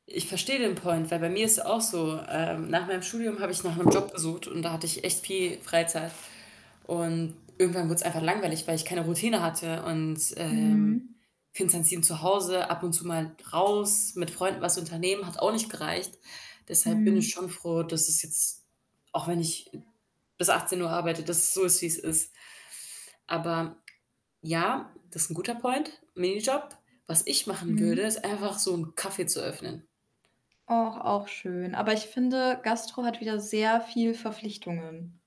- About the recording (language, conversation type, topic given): German, unstructured, Was würdest du tun, wenn du viel Geld gewinnen würdest?
- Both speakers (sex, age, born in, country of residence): female, 20-24, Germany, Germany; female, 25-29, Germany, Germany
- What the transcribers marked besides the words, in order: in English: "Point"; other background noise; tapping; static; in English: "Point"